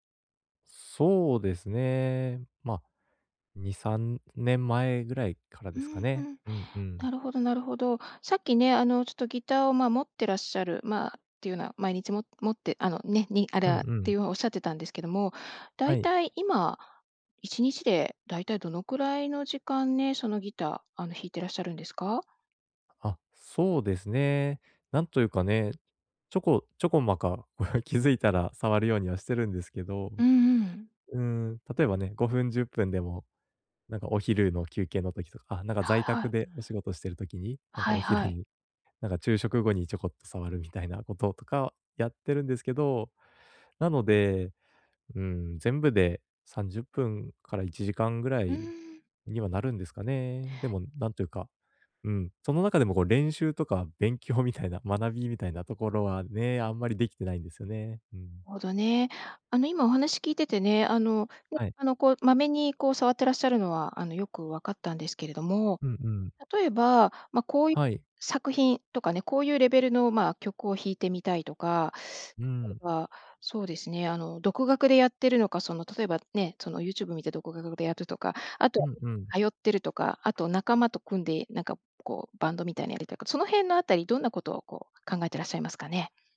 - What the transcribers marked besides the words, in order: chuckle
- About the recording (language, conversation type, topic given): Japanese, advice, 短い時間で趣味や学びを効率よく進めるにはどうすればよいですか？